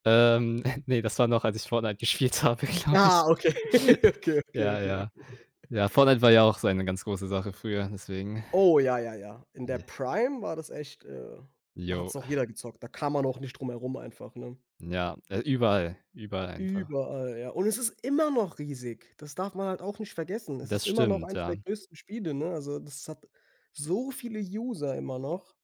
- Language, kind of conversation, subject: German, unstructured, Welches Hobby macht dich am glücklichsten?
- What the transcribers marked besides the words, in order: chuckle; laughing while speaking: "gespielt habe, glaube ich"; laughing while speaking: "okay"; chuckle; in English: "Prime"; stressed: "immer"